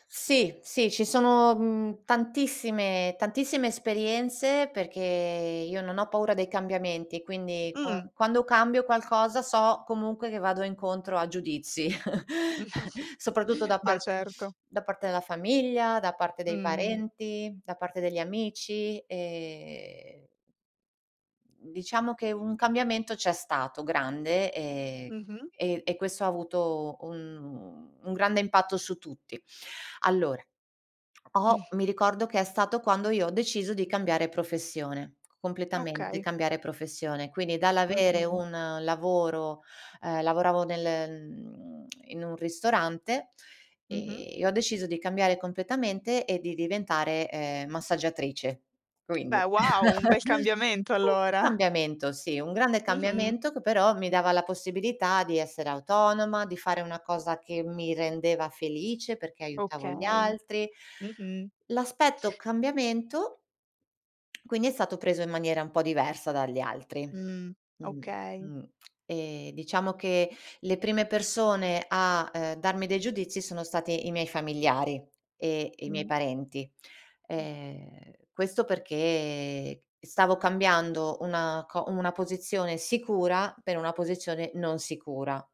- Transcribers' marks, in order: chuckle; sniff; chuckle; tsk; tsk; chuckle; other background noise; tsk
- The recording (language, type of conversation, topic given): Italian, podcast, Come gestisci il giudizio degli altri quando decidi di cambiare qualcosa?
- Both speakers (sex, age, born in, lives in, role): female, 25-29, Italy, Italy, host; female, 45-49, Italy, Spain, guest